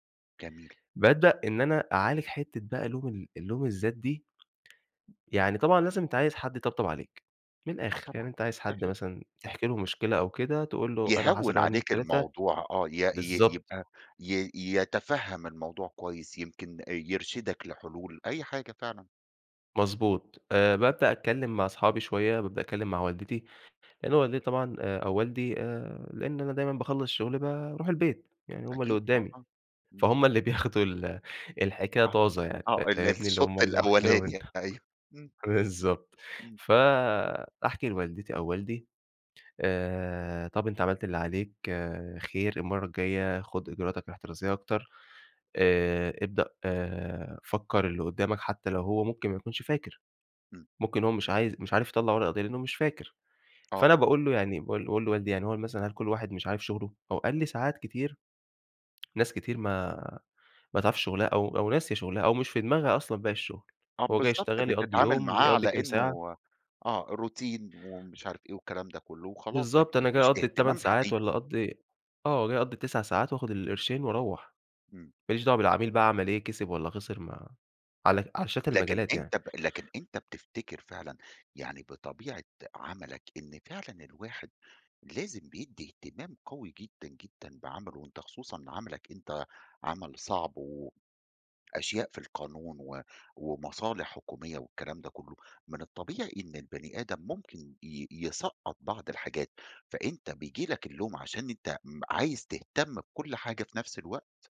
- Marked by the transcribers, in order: unintelligible speech; tapping; other background noise; in English: "روتين"
- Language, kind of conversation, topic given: Arabic, podcast, إزاي تقدر تتخلّص من لوم الذات؟